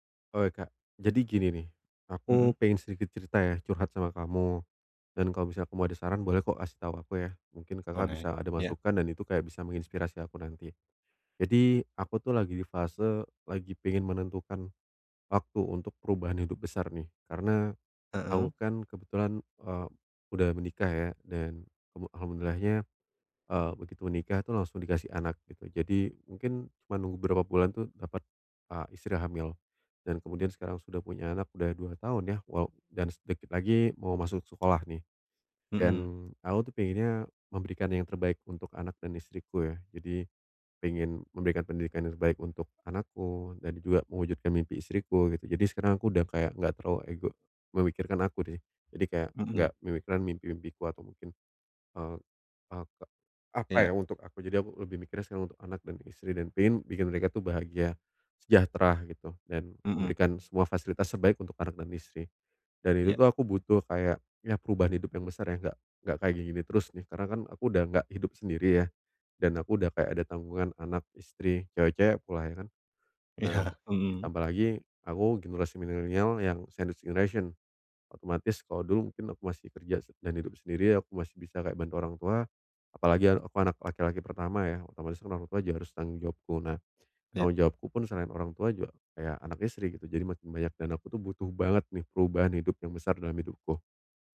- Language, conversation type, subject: Indonesian, advice, Kapan saya tahu bahwa ini saat yang tepat untuk membuat perubahan besar dalam hidup saya?
- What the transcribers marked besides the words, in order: laughing while speaking: "Iya"; in English: "sandwich generation"; tapping